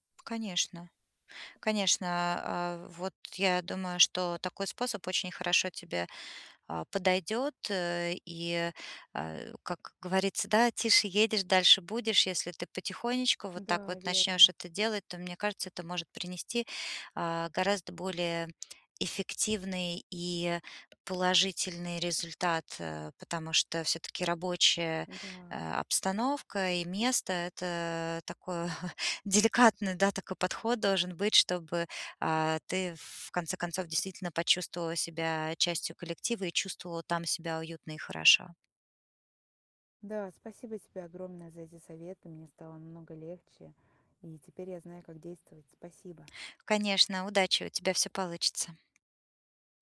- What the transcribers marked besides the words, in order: other background noise; chuckle; tapping
- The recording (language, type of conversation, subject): Russian, advice, Как мне сочетать искренность с желанием вписаться в новый коллектив, не теряя себя?